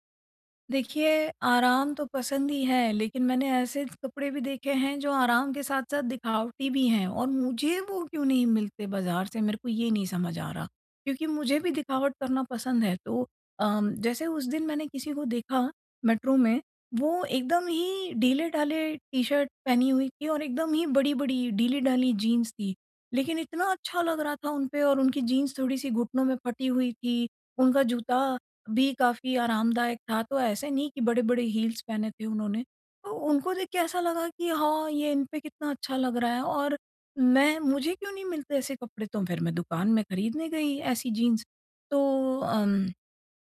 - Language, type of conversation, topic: Hindi, advice, मैं सही साइज और फिट कैसे चुनूँ?
- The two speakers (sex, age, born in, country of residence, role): female, 45-49, India, India, user; male, 20-24, India, India, advisor
- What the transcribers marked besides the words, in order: in English: "हील्स"